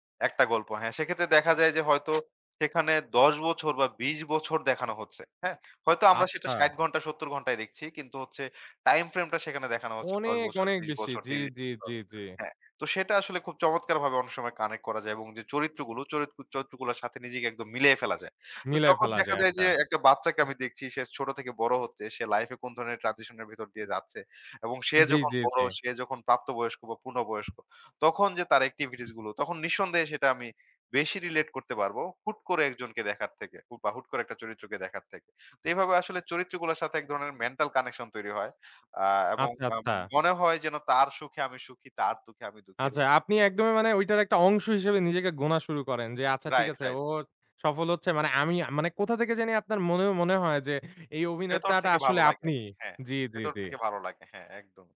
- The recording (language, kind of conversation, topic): Bengali, podcast, কেন কিছু টেলিভিশন ধারাবাহিক জনপ্রিয় হয় আর কিছু ব্যর্থ হয়—আপনার ব্যাখ্যা কী?
- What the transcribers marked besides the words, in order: other background noise; in English: "টাইমফ্রেম"; in English: "ট্রানজিশন"; tapping; in English: "মেন্টাল কানেকশন"; unintelligible speech